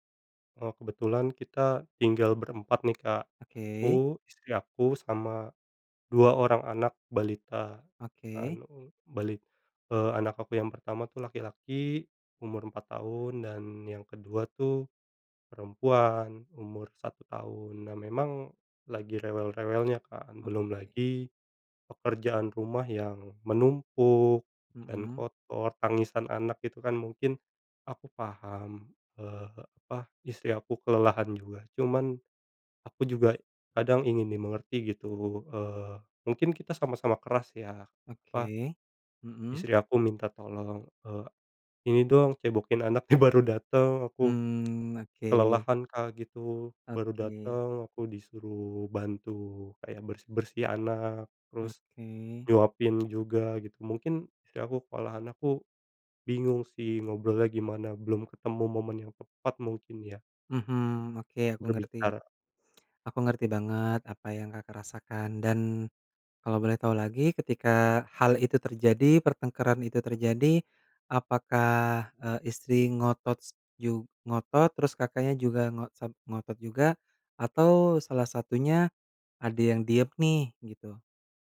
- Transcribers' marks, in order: laughing while speaking: "anaknya"; tapping
- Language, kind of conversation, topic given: Indonesian, advice, Pertengkaran yang sering terjadi